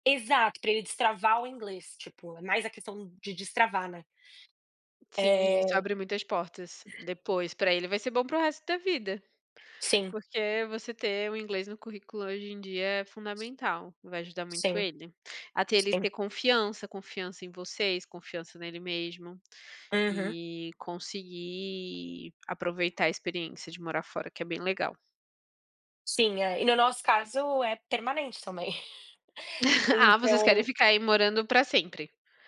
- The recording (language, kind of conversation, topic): Portuguese, unstructured, Como você define um relacionamento saudável?
- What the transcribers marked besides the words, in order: tapping; other background noise; chuckle; laugh